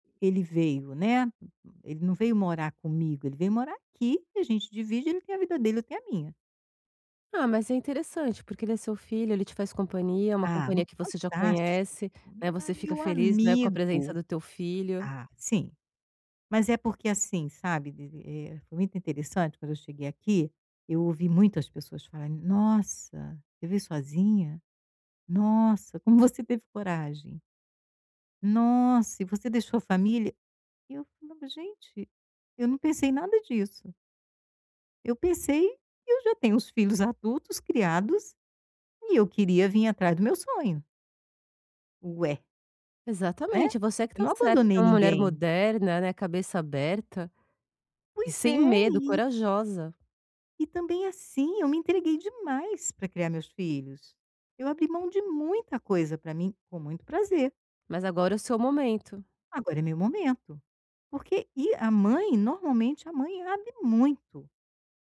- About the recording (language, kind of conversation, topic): Portuguese, advice, Como posso alinhar a minha carreira com o meu propósito?
- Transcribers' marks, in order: none